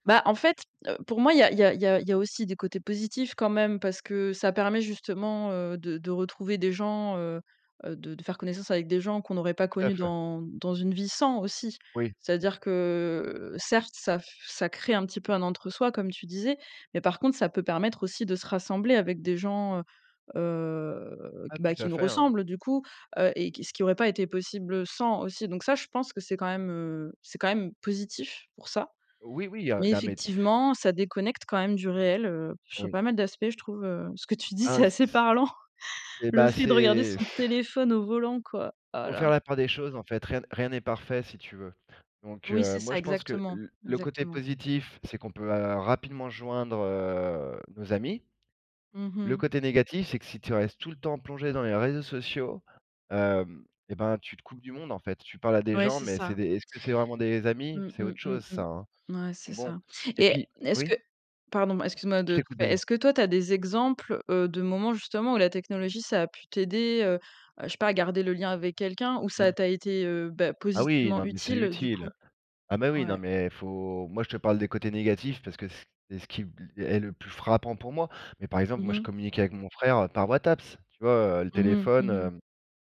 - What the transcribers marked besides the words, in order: tapping; stressed: "sans"; blowing; "WhatsApp" said as "WhatApps"
- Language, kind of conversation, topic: French, unstructured, Comment la technologie change-t-elle nos relations sociales aujourd’hui ?
- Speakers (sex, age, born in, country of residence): female, 30-34, France, France; male, 40-44, France, France